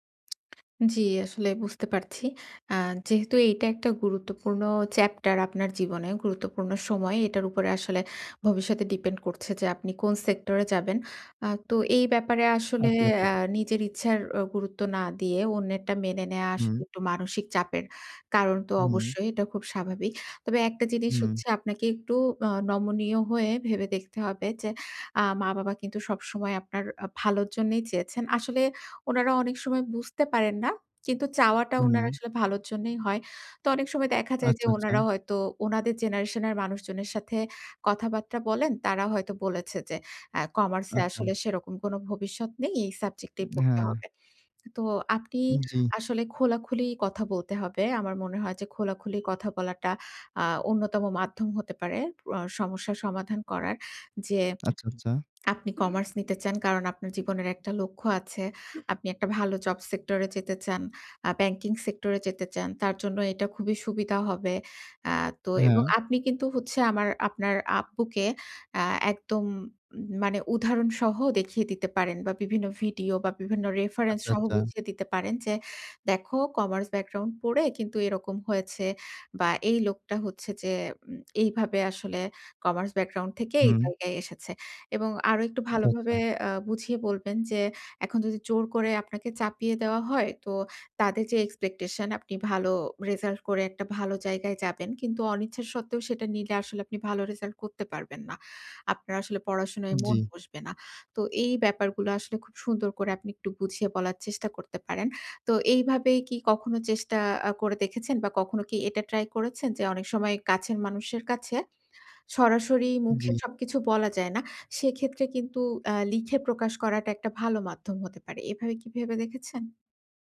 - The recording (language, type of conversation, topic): Bengali, advice, ব্যক্তিগত অনুভূতি ও স্বাধীনতা বজায় রেখে অনিচ্ছাকৃত পরামর্শ কীভাবে বিনয়ের সঙ্গে ফিরিয়ে দিতে পারি?
- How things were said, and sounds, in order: other background noise